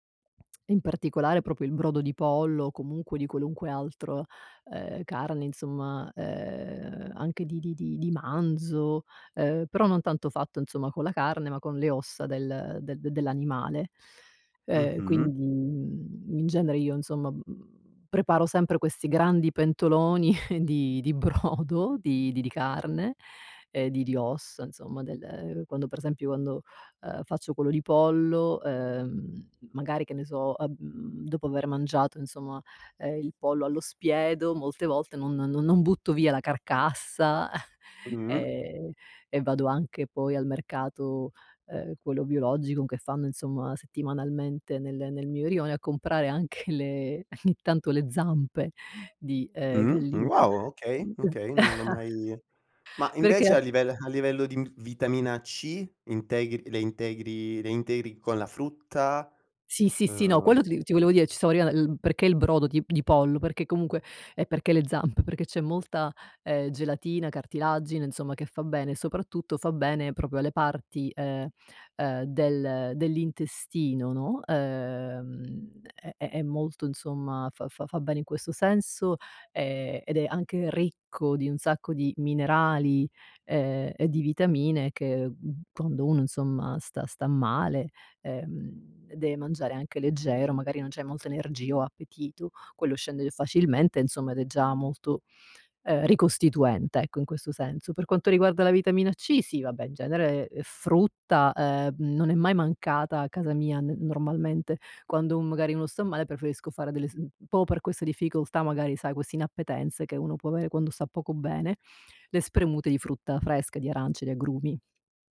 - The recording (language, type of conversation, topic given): Italian, podcast, Quali alimenti pensi che aiutino la guarigione e perché?
- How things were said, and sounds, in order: "proprio" said as "propio"; chuckle; laughing while speaking: "di brodo"; other background noise; chuckle; laughing while speaking: "anche le ogni"; unintelligible speech; chuckle; "proprio" said as "propio"; "proprio" said as "popo"